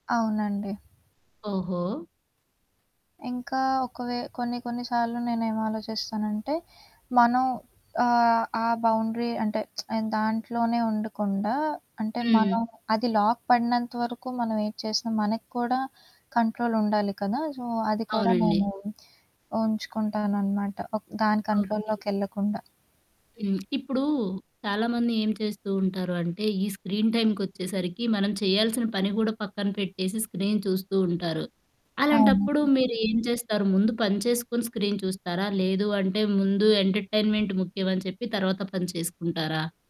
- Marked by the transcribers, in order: static; in English: "బౌండరీ"; lip smack; in English: "లాక్"; in English: "కంట్రోల్"; in English: "సో"; in English: "కంట్రోల్‌లొకెళ్ళకుండా"; other background noise; in English: "స్క్రీన్ టైమ్‌కొచ్చేసరికి"; in English: "స్క్రీన్"; in English: "స్క్రీన్"; in English: "ఎంటర్టైన్మెంట్"
- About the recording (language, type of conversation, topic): Telugu, podcast, మీరు రోజువారీ తెర వినియోగ సమయాన్ని ఎంతవరకు పరిమితం చేస్తారు, ఎందుకు?